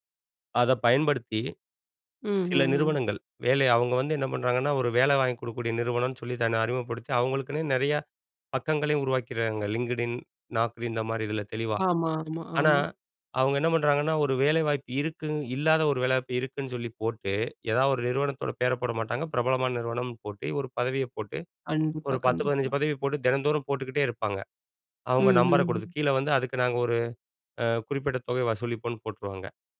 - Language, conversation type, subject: Tamil, podcast, பணம் சம்பாதிப்பதில் குறுகிய கால இலாபத்தையும் நீண்டகால நிலையான வருமானத்தையும் நீங்கள் எப்படி தேர்வு செய்கிறீர்கள்?
- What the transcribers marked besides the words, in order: none